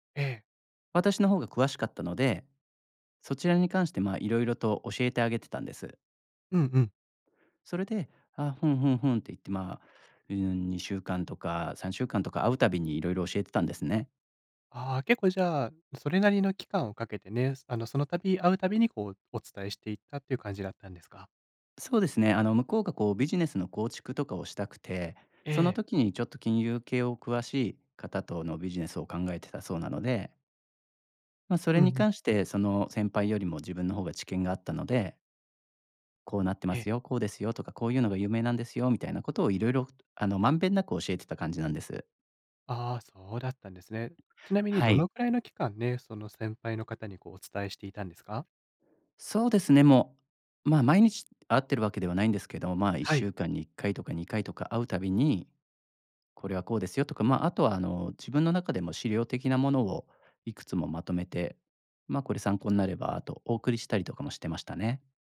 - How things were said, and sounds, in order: none
- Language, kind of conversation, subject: Japanese, advice, 誤解で相手に怒られたとき、どう説明して和解すればよいですか？